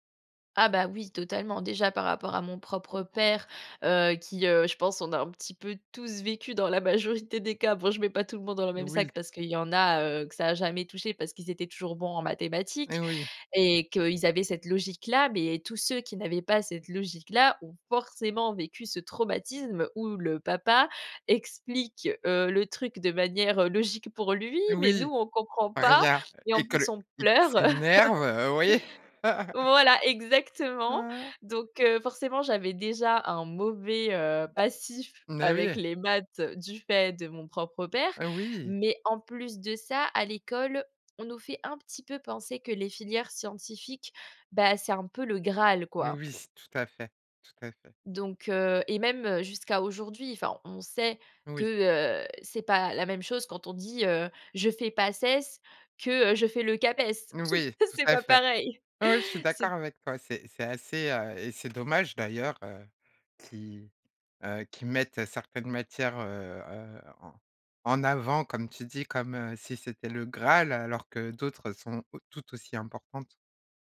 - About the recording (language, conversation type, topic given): French, podcast, Quel conseil donnerais-tu à ton moi adolescent ?
- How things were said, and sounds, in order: other background noise; laugh; joyful: "Voilà, exactement. Donc, heu, forcément … mon propre père"; tapping; giggle; laughing while speaking: "C'est pas pareil"